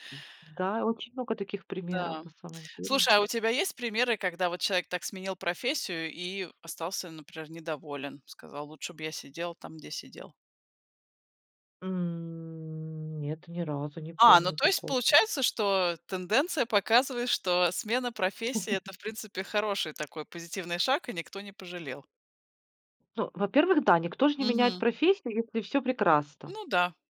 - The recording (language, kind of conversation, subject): Russian, podcast, Как ты относишься к идее сменить профессию в середине жизни?
- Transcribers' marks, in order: other background noise; chuckle